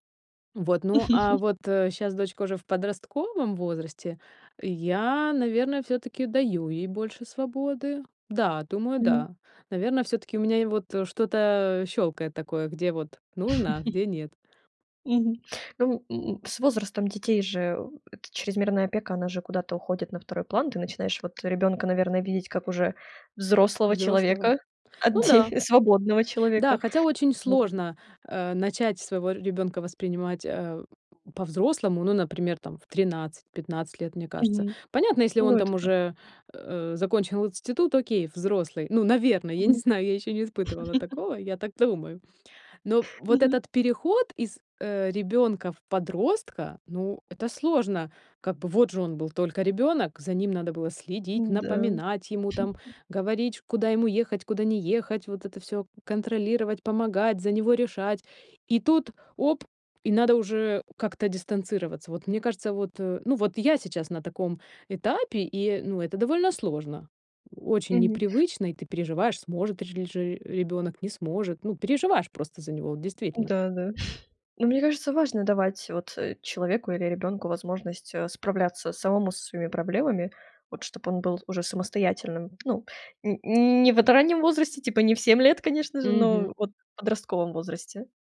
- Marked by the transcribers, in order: laugh; tapping; laugh; chuckle; joyful: "я не знаю, я ещё не испытывала такого"; laugh; chuckle; chuckle
- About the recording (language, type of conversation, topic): Russian, podcast, Как отличить здоровую помощь от чрезмерной опеки?